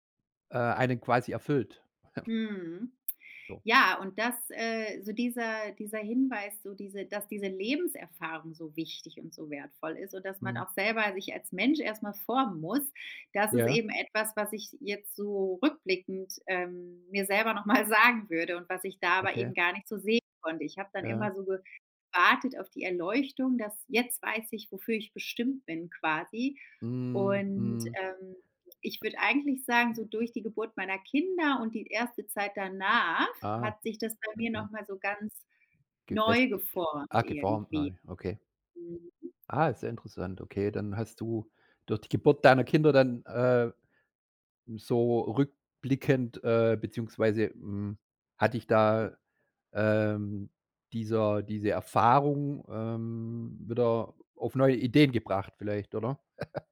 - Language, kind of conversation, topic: German, podcast, Wie findest du eine Arbeit, die dich erfüllt?
- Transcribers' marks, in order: chuckle; laughing while speaking: "noch mal"; other background noise; drawn out: "danach"; giggle